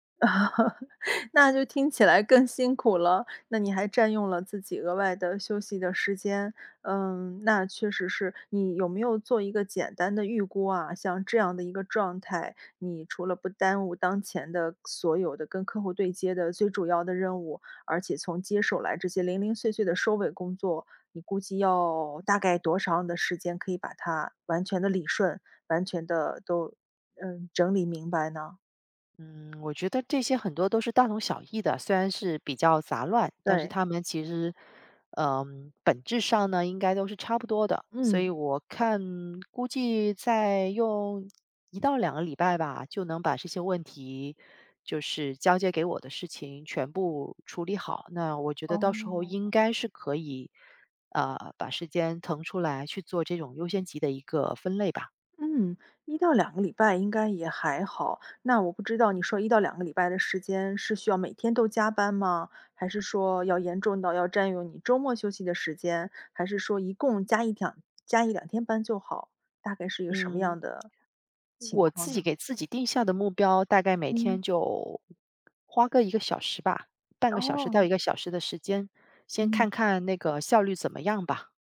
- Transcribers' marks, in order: chuckle; tapping; other background noise
- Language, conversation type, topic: Chinese, advice, 同时处理太多任务导致效率低下时，我该如何更好地安排和完成这些任务？